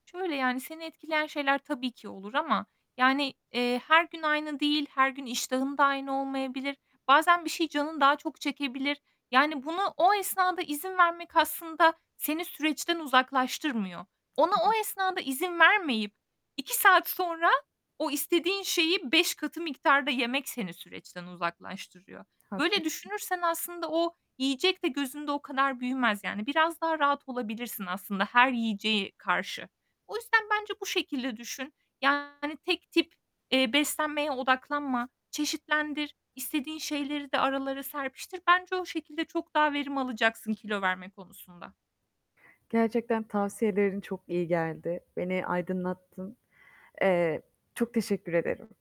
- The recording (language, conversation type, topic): Turkish, advice, Stres veya ilaçlar nedeniyle iştahınızda ne gibi değişiklikler yaşıyorsunuz?
- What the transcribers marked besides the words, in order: other background noise; static; unintelligible speech; distorted speech